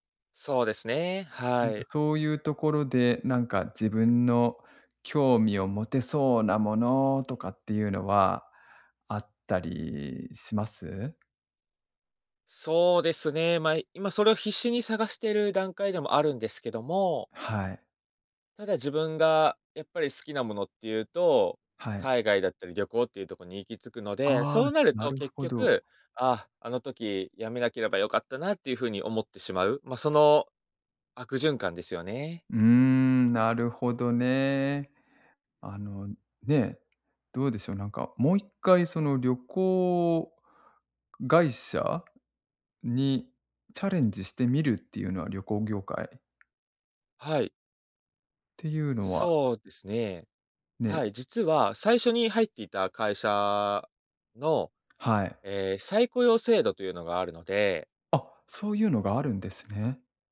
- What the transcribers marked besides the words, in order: tapping
- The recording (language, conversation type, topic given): Japanese, advice, 退職後、日々の生きがいや自分の役割を失ったと感じるのは、どんなときですか？